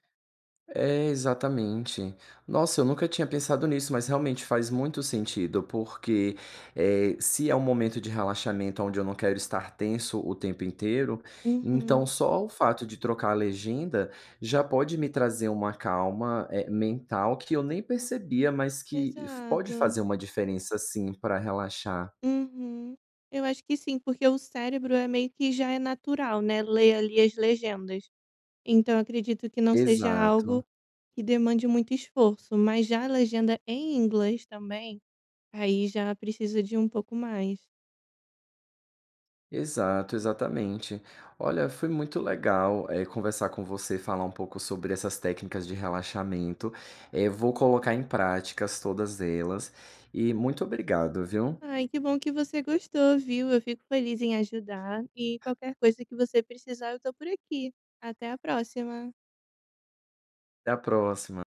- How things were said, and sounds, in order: tapping
- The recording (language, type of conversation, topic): Portuguese, advice, Como posso relaxar em casa depois de um dia cansativo?